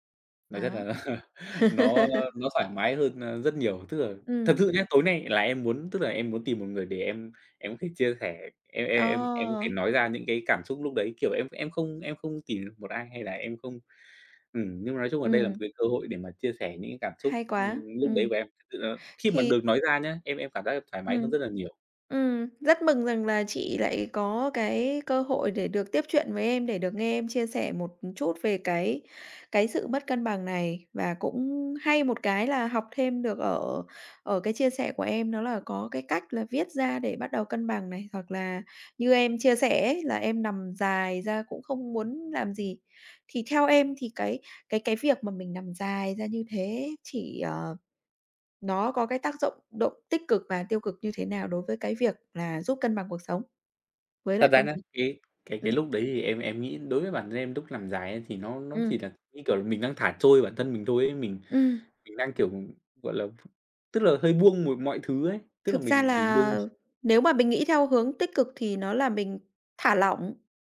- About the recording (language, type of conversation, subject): Vietnamese, podcast, Bạn cân bằng việc học và cuộc sống hằng ngày như thế nào?
- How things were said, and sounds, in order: chuckle; laugh; tapping; other background noise